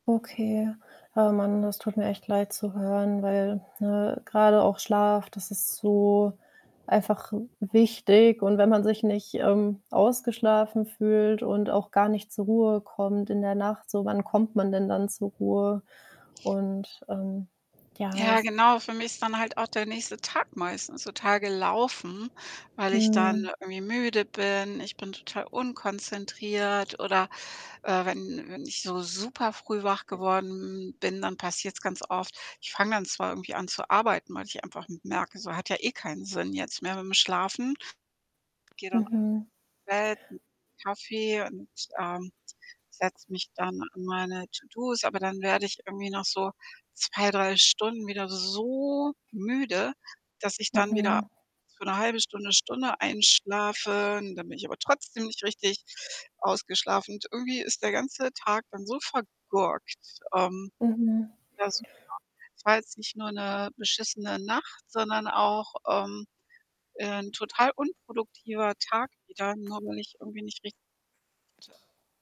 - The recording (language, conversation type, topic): German, advice, Wie erlebst du deine Schlaflosigkeit und das ständige Grübeln über die Arbeit?
- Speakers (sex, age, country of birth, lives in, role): female, 25-29, Germany, Germany, advisor; female, 55-59, Germany, Italy, user
- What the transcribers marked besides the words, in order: static; fan; other background noise; unintelligible speech; stressed: "so"; distorted speech; unintelligible speech